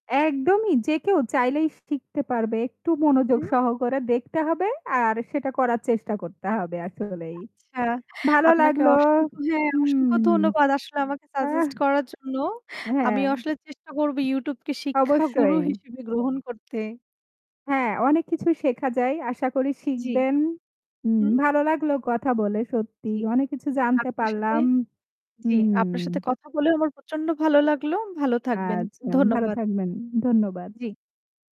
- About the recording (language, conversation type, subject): Bengali, unstructured, আপনি কীভাবে ঠিক করেন যে নতুন কিছু শিখবেন, নাকি পুরনো শখে সময় দেবেন?
- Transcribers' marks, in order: static